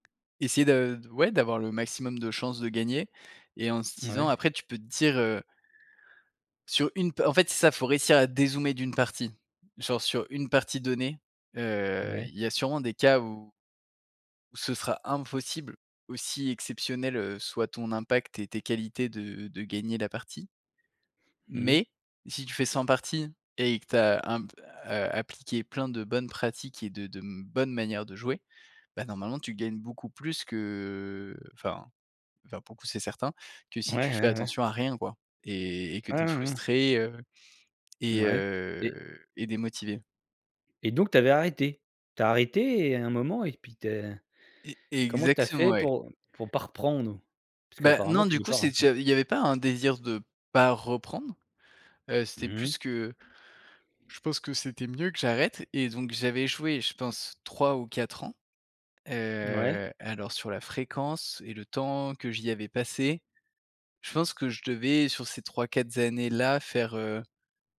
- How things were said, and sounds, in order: tapping; drawn out: "que"; drawn out: "heu"; unintelligible speech; other background noise
- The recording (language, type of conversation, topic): French, podcast, Quelles peurs as-tu dû surmonter pour te remettre à un ancien loisir ?